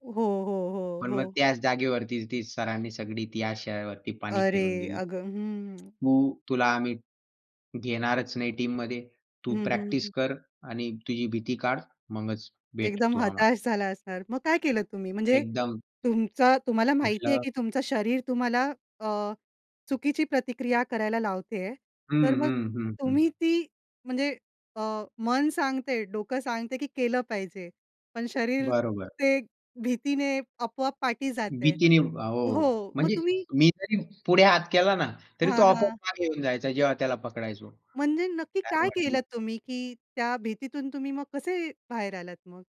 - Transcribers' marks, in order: other background noise; tapping
- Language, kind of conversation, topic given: Marathi, podcast, भीतीवर मात करायची असेल तर तुम्ही काय करता?